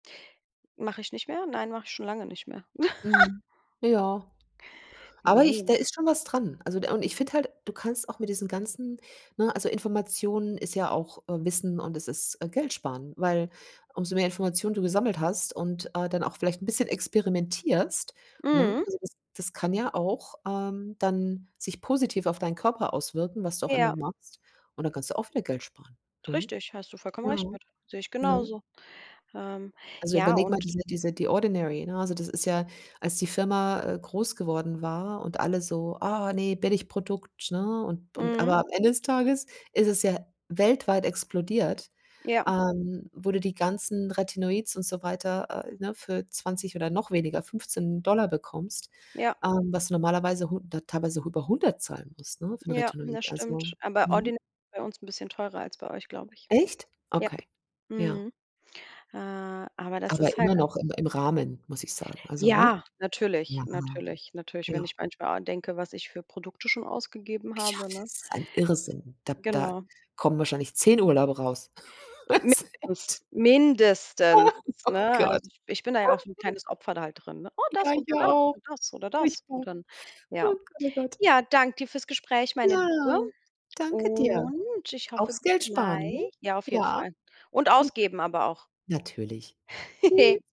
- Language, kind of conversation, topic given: German, unstructured, Was ist dein bester Tipp, um Geld zu sparen?
- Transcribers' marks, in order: other background noise; laugh; unintelligible speech; unintelligible speech; laugh; laughing while speaking: "Also echt"; stressed: "mindestens"; laughing while speaking: "Ah, oh Gott"; giggle; joyful: "Ja, ja, oh, furchtbar. Oh Gott, oh Gott"; joyful: "Oh, das oder"; drawn out: "Und"; chuckle